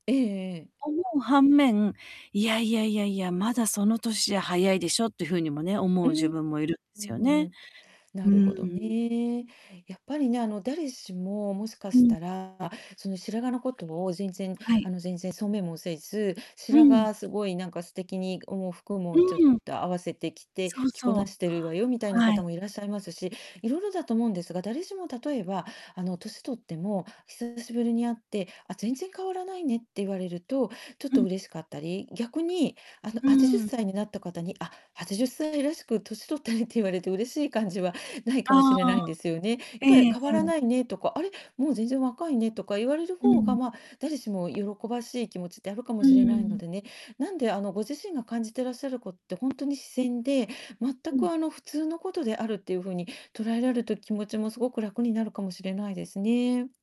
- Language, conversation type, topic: Japanese, advice, 体型や見た目の変化を受け入れるにはどうすればよいですか？
- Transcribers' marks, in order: distorted speech